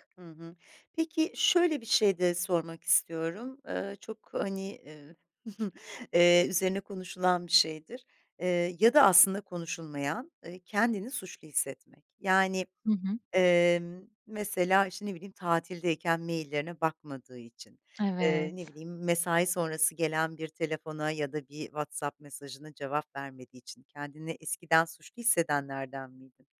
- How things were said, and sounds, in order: chuckle; other background noise
- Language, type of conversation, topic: Turkish, podcast, İş-yaşam dengesini nasıl kuruyorsun?